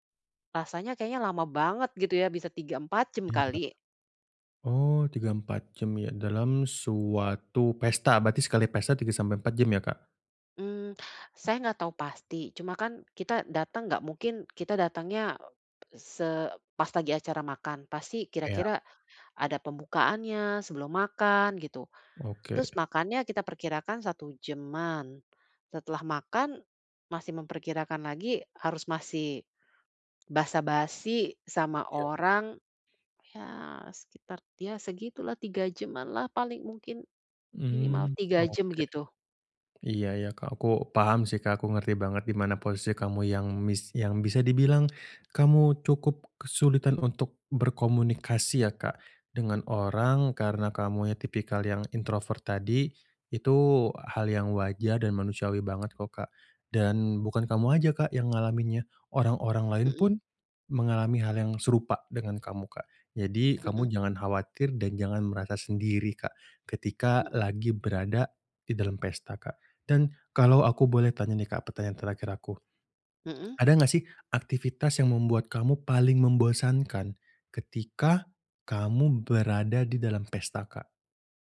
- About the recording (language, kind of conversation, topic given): Indonesian, advice, Bagaimana caranya agar saya merasa nyaman saat berada di pesta?
- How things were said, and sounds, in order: other background noise